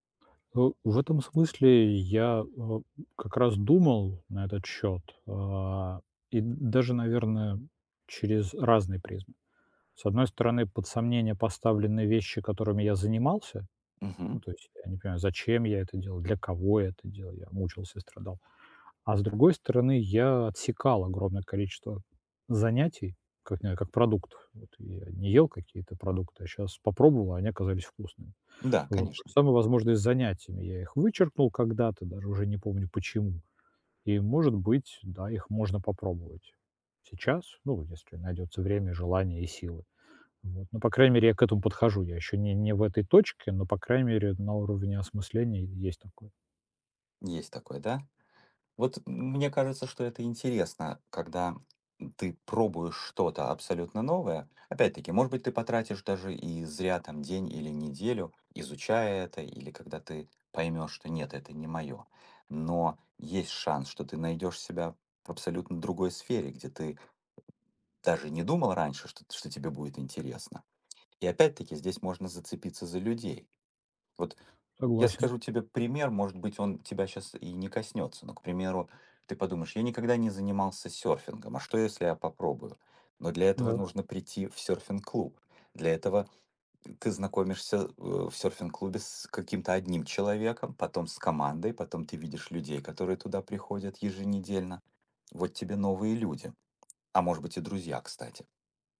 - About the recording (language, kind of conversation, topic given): Russian, advice, Как мне понять, что действительно важно для меня в жизни?
- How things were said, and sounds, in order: tapping